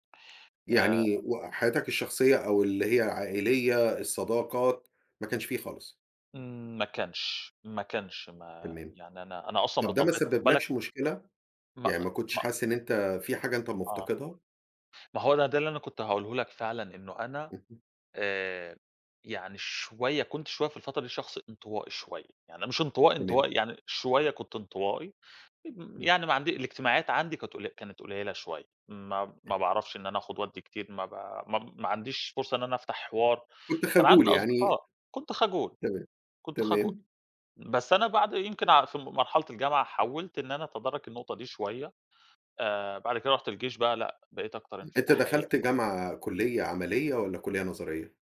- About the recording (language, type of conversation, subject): Arabic, podcast, إزاي بتوازن بين الشغل وحياتك الشخصية؟
- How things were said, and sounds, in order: none